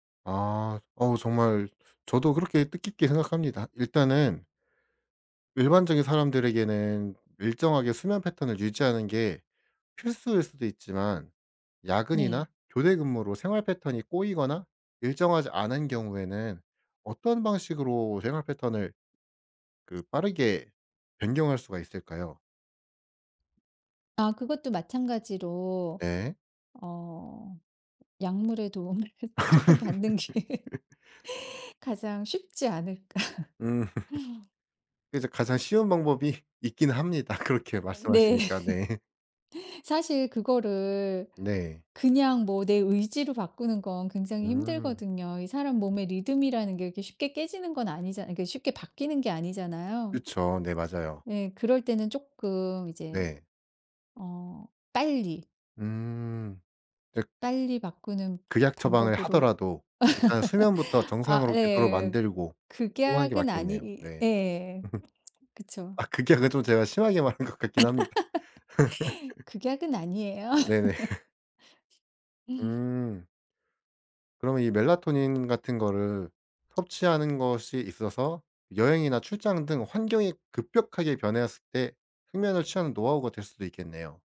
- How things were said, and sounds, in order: other background noise; laughing while speaking: "도움을"; laugh; laughing while speaking: "게"; laugh; laughing while speaking: "않을까"; laugh; laughing while speaking: "합니다"; laugh; laughing while speaking: "네"; laugh; laugh; laughing while speaking: "말한"; laugh; other noise; tapping
- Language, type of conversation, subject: Korean, podcast, 잠을 잘 자는 습관은 어떻게 만들면 좋을까요?